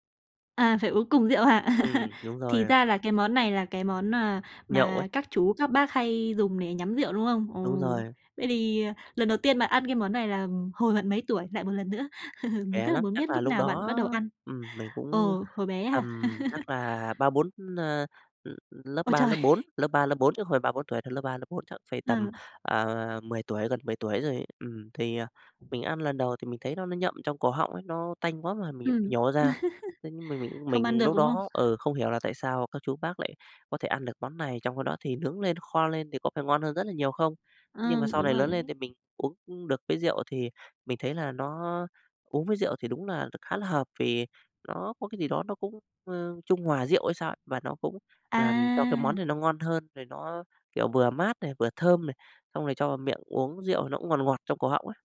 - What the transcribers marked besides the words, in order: laugh; tapping; laugh; laugh; other background noise; laugh; unintelligible speech
- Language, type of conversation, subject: Vietnamese, podcast, Món ăn gia truyền nào khiến bạn nhớ nhất nhỉ?